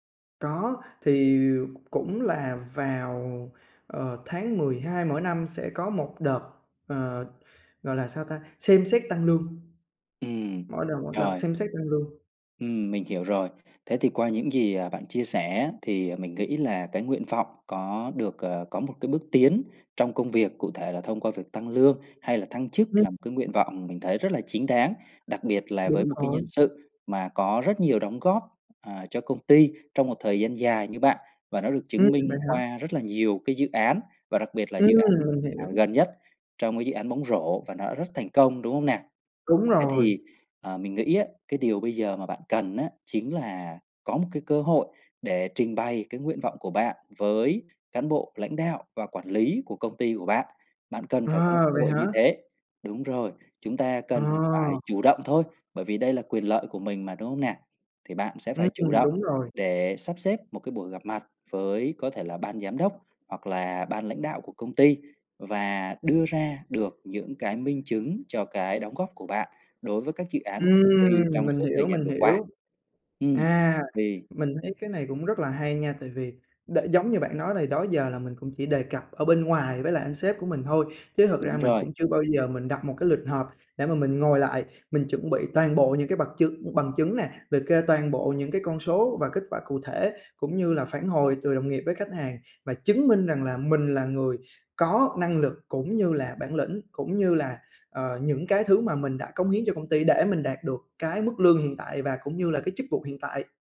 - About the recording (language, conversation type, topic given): Vietnamese, advice, Làm thế nào để xin tăng lương hoặc thăng chức với sếp?
- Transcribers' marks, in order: tapping; unintelligible speech; other background noise; wind